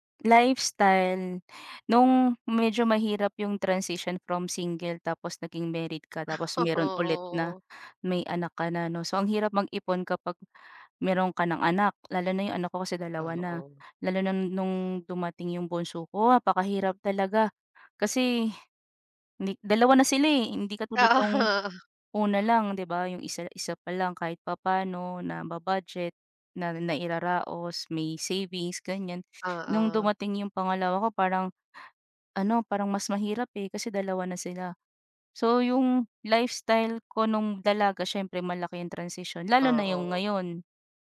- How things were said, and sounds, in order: in English: "transition"; tapping; laughing while speaking: "Oo"; laughing while speaking: "Oo"; in English: "transition"
- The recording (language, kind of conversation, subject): Filipino, unstructured, Paano ka nagsisimulang mag-ipon ng pera, at ano ang pinakaepektibong paraan para magbadyet?